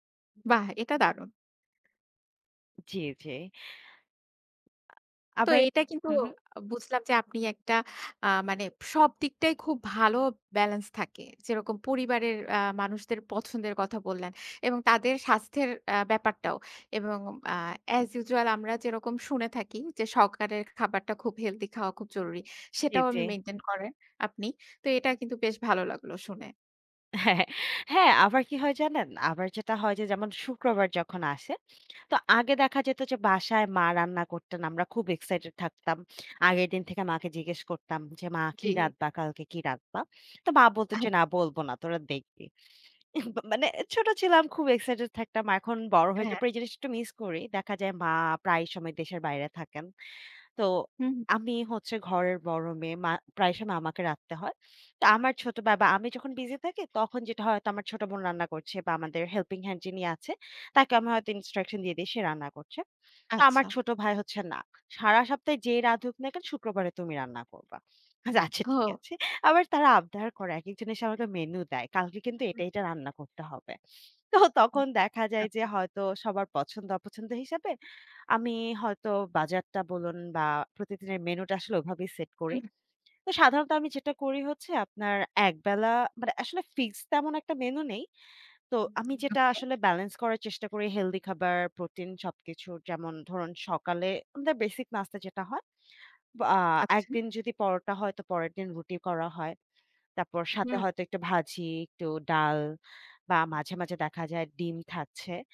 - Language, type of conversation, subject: Bengali, podcast, সপ্তাহের মেনু তুমি কীভাবে ঠিক করো?
- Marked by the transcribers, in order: tapping; other background noise; "সকালের" said as "সকারের"; chuckle; lip smack; laughing while speaking: "আচ্ছা"; chuckle; in English: "helping hand"; in English: "instruction"; laughing while speaking: "আচ্ছা ঠিক আছে"; laughing while speaking: "তো তখন"; lip smack; unintelligible speech